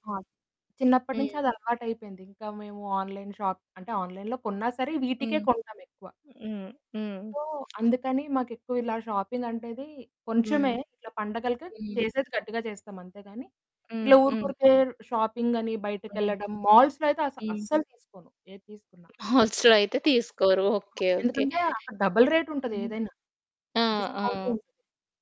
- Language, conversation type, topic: Telugu, podcast, మీరు ఇంటి ఖర్చులను ఎలా ప్రణాళిక చేసుకుంటారు?
- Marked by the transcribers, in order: in English: "ఆన్‌లైన్"; in English: "ఆన్‌లైన్‌లో"; static; in English: "సో"; other background noise; in English: "షాపింగ్"; in English: "షాపింగ్"; in English: "మాల్స్‌లో"; giggle; in English: "డబల్ రేట్"